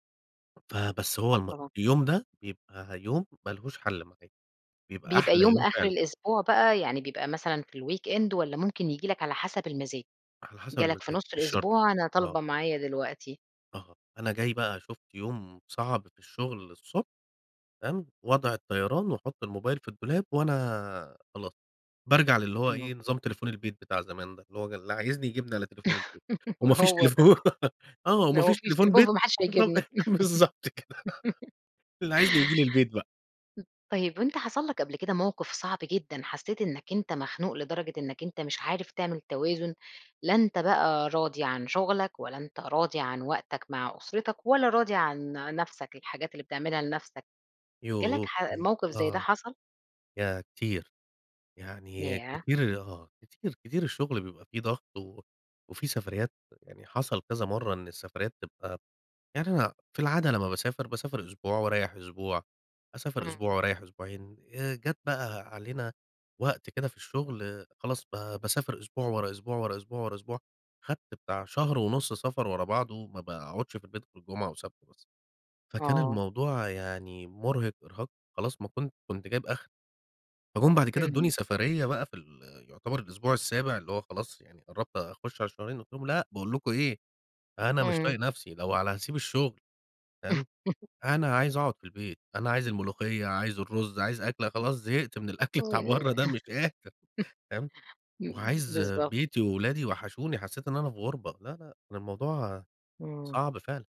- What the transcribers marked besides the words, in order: in English: "الweekend"; laugh; laugh; giggle; laughing while speaking: "بالضبط كده"; unintelligible speech; tapping; laugh; laughing while speaking: "بتاع برّه ده مش قادر"; chuckle
- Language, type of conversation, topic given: Arabic, podcast, كيف بتوازن بين الشغل والعيلة؟